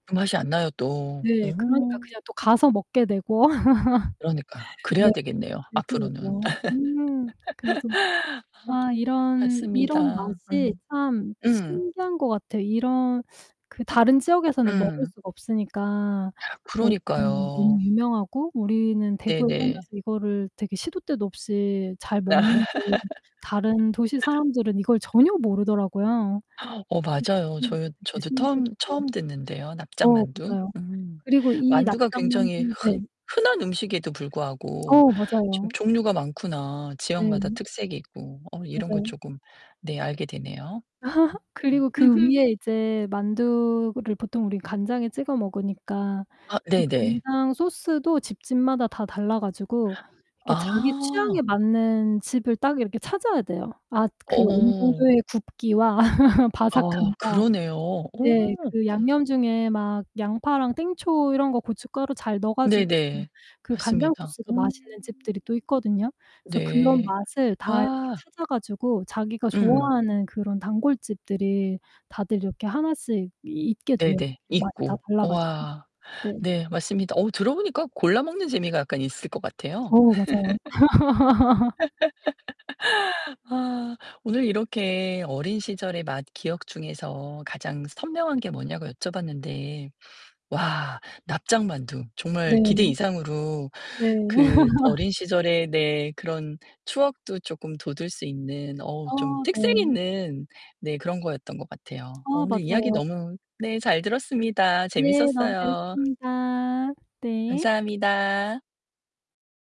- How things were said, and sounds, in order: distorted speech; laugh; laugh; other background noise; teeth sucking; laugh; gasp; unintelligible speech; laugh; drawn out: "어"; laugh; laugh; laugh
- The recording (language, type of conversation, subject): Korean, podcast, 어린 시절에 기억나는 맛 중에서 가장 선명하게 떠오르는 건 무엇인가요?